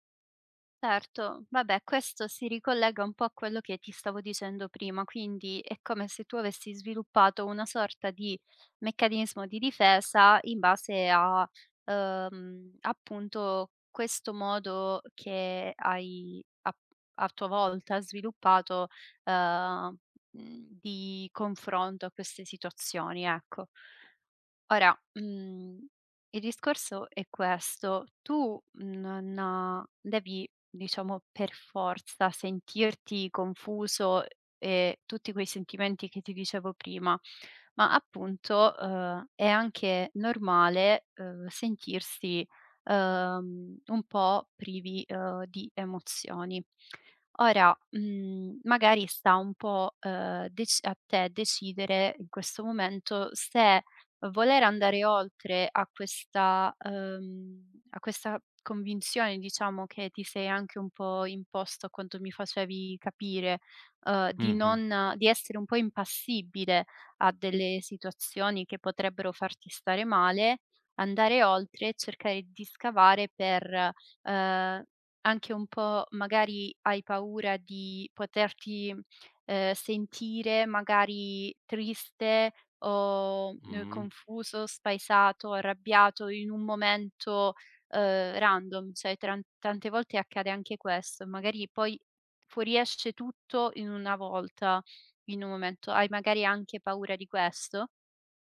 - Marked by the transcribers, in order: other background noise; in English: "random"
- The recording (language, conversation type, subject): Italian, advice, Come hai vissuto una rottura improvvisa e lo shock emotivo che ne è seguito?